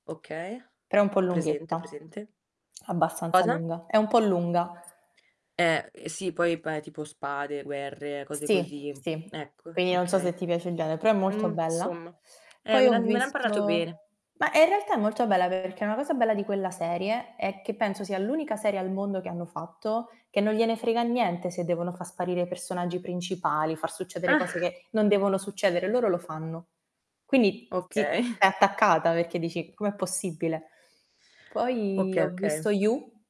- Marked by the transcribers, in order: static; other background noise; "insomma" said as "somma"; distorted speech; chuckle; chuckle; tapping
- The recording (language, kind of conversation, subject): Italian, unstructured, Quale serie TV ti ha appassionato di più?